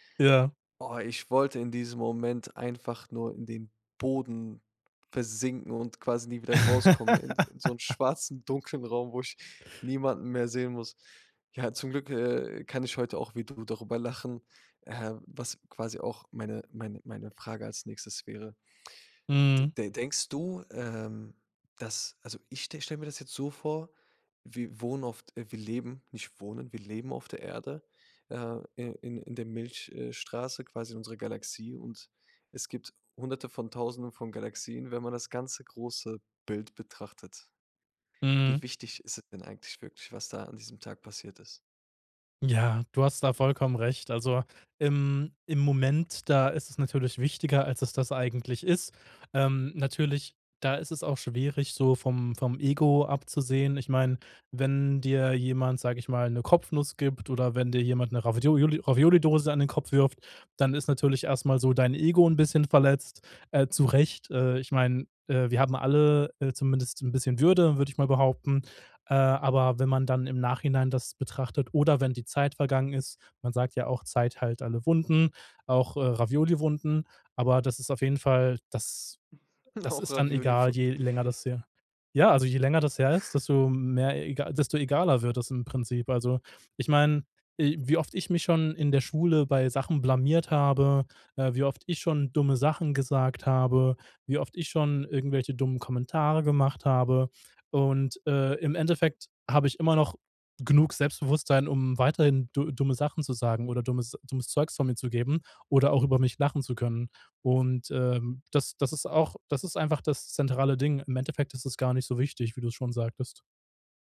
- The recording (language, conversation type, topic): German, podcast, Hast du eine lustige oder peinliche Konzertanekdote aus deinem Leben?
- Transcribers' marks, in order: stressed: "Boden"; laugh; laughing while speaking: "Auch Ravioli-Wunden"; other noise